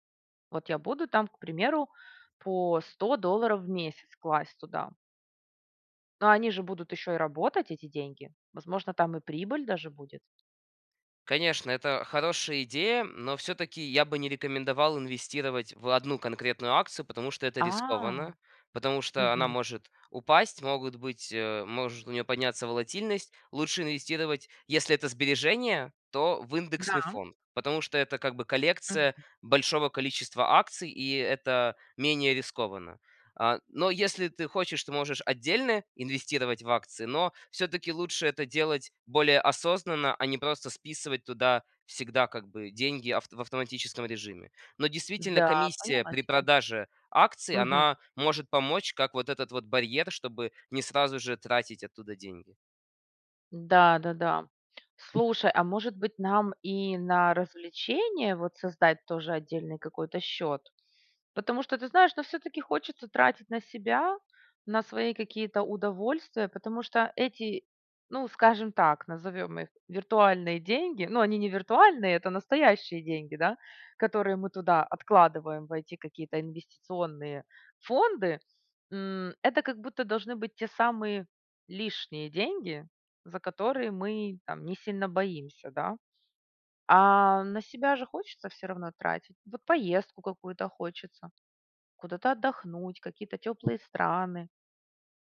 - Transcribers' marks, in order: tapping
- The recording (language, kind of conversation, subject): Russian, advice, Что вас тянет тратить сбережения на развлечения?